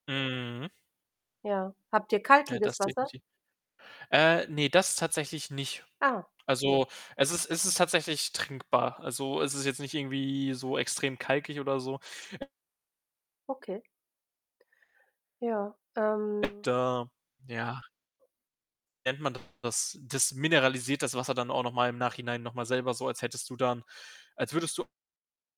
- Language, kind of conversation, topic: German, unstructured, Wie beeinflusst Plastikmüll unser tägliches Leben?
- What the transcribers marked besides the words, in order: static; distorted speech; tapping